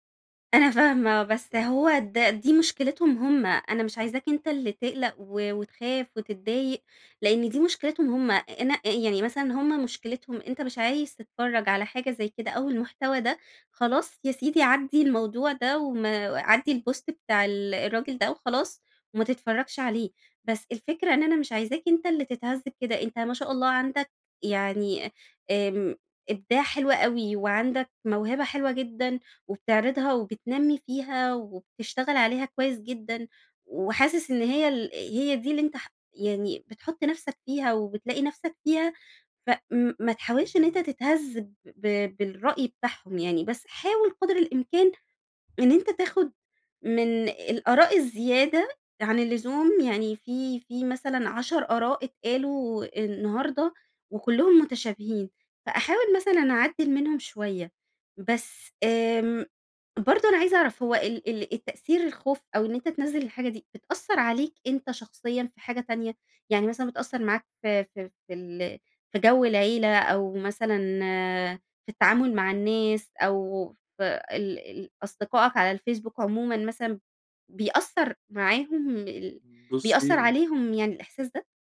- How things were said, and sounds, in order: in English: "الpost"
- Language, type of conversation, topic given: Arabic, advice, إزاي أقدر أتغلّب على خوفي من النقد اللي بيمنعني أكمّل شغلي الإبداعي؟